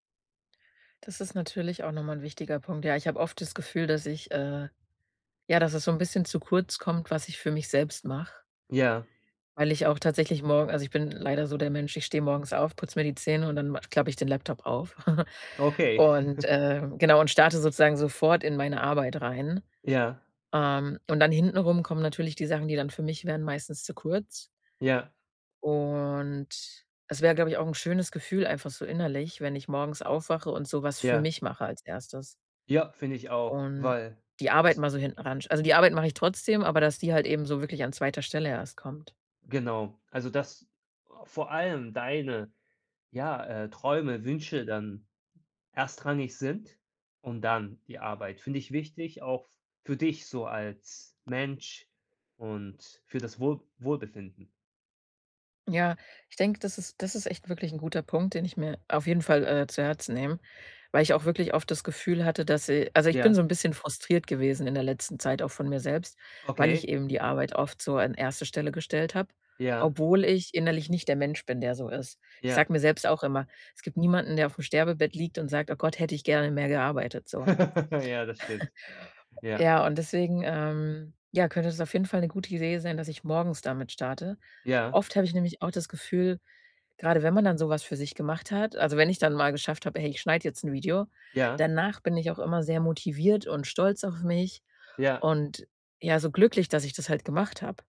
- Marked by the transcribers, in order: chuckle; giggle; drawn out: "Und"; laugh; chuckle
- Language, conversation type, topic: German, advice, Wie kann ich eine Routine für kreatives Arbeiten entwickeln, wenn ich regelmäßig kreativ sein möchte?
- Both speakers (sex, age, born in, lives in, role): female, 30-34, Germany, Germany, user; male, 30-34, Japan, Germany, advisor